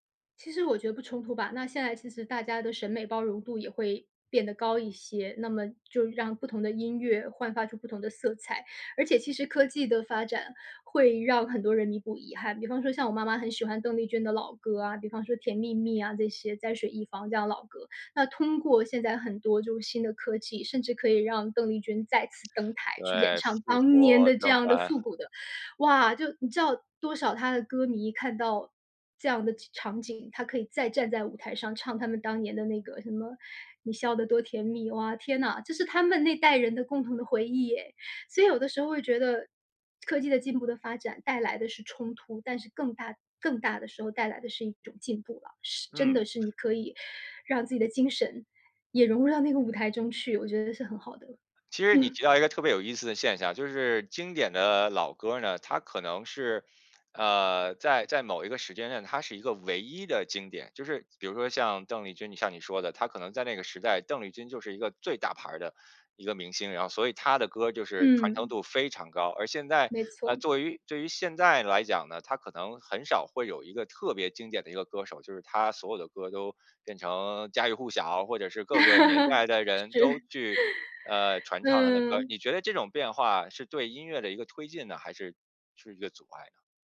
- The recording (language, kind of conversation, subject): Chinese, podcast, 你小时候有哪些一听就会跟着哼的老歌？
- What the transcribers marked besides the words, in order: "这些" said as "仄些"; laugh; inhale